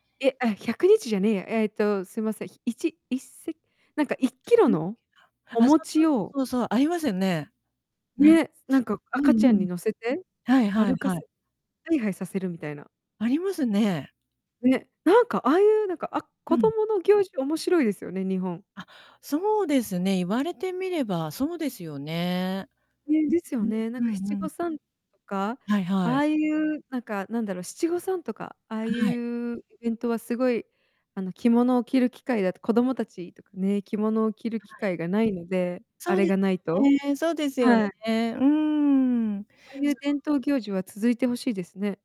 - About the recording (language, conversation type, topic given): Japanese, unstructured, 日本の伝統行事の中で、いちばん好きなものは何ですか？
- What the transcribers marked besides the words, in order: distorted speech; unintelligible speech